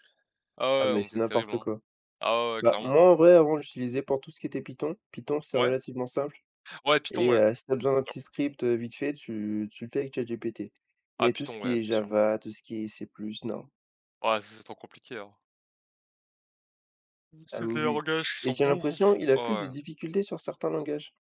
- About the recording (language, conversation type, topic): French, unstructured, Les robots vont-ils remplacer trop d’emplois humains ?
- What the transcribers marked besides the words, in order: unintelligible speech; yawn